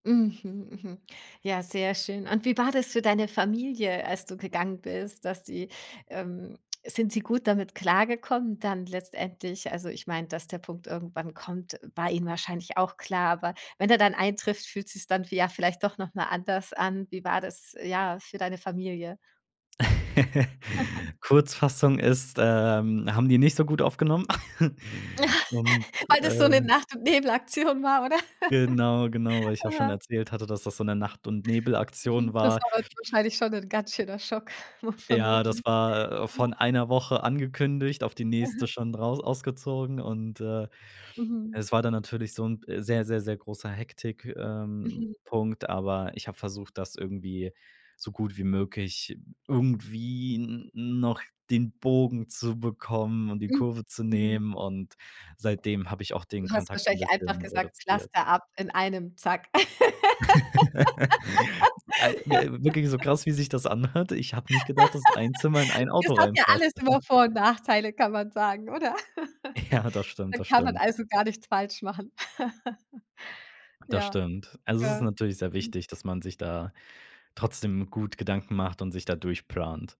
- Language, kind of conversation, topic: German, podcast, Welche Entscheidung hat dein Leben verändert?
- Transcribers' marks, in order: other background noise; laugh; giggle; laugh; giggle; laugh; chuckle; laugh; laugh; chuckle; laughing while speaking: "Ja"; laugh; laugh